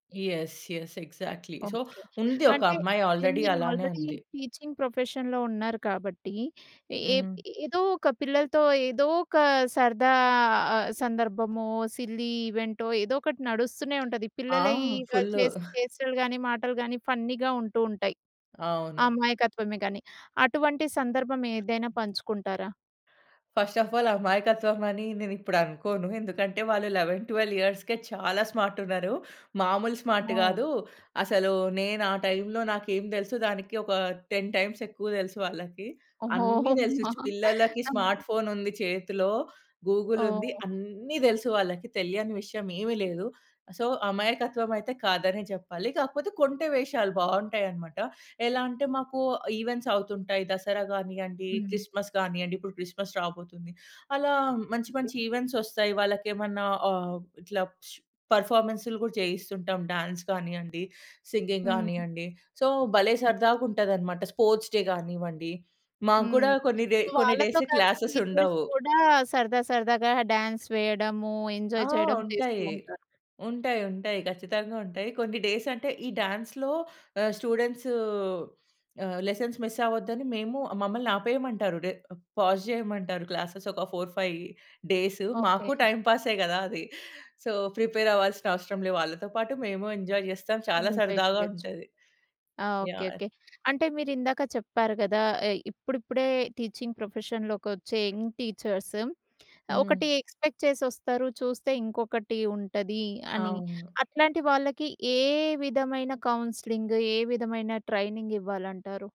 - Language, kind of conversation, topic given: Telugu, podcast, పిల్లలకు మంచి గురువుగా ఉండాలంటే అవసరమైన ముఖ్య లక్షణాలు ఏమిటి?
- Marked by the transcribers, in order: in English: "యెస్. యెస్. ఎగ్జాక్ట్‌లీ. సో"; in English: "ఆల్రెడీ"; in English: "ఆల్రెడీ టీచింగ్ ప్రొఫెషన్‌లో"; in English: "సిల్లీ"; other background noise; in English: "ఫన్నీ‌గా"; in English: "ఫస్ట్ ఆఫ్ ఆల్"; in English: "లెవన్ ట్వెల్వ్ ఇయర్స్‌కే"; in English: "నో"; in English: "స్మార్ట్"; in English: "టెన్ టైమ్స్"; chuckle; in English: "స్మార్ట్"; in English: "సో"; in English: "ఈవెంట్సవుతుంటాయి"; in English: "క్రిస్మస్"; in English: "క్రిస్మస్"; in English: "డాన్స్"; in English: "సింగింగ్"; in English: "సో"; in English: "స్పోర్ట్స్ డే"; in English: "సో"; in English: "టీచర్స్"; in English: "డేస్‌కి"; in English: "డాన్స్"; in English: "ఎంజాయ్"; in English: "డాన్స్‌లో"; in English: "లెసన్స్"; in English: "పాజ్"; in English: "క్లాసెస్"; in English: "ఫోర్ ఫై డేస్"; in English: "సో"; in English: "ఎంజాయ్"; in English: "ఎంజాయ్"; in English: "టీచింగ్ ప్రొఫెషన్‌లోకొచ్చే యంగ్ టీచర్స్"; in English: "ఎక్స్‌పెక్ట్"; in English: "కౌన్సిలింగ్"